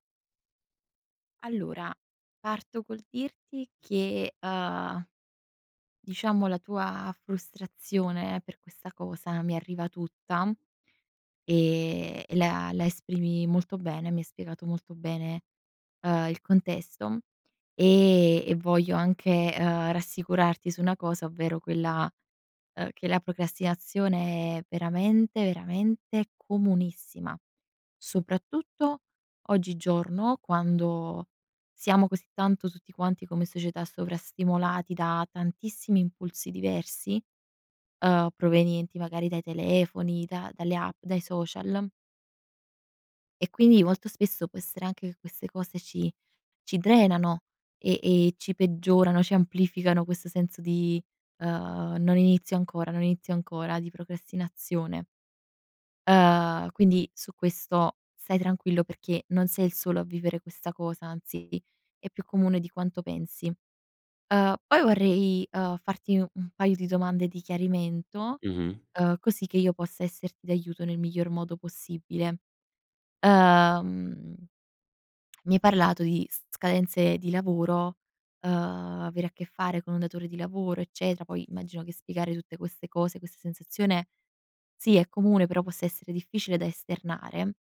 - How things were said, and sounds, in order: "procrastinazione" said as "procastinazione"; "procrastinazione" said as "procastinazione"
- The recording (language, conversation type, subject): Italian, advice, Come posso smettere di procrastinare su un progetto importante fino all'ultimo momento?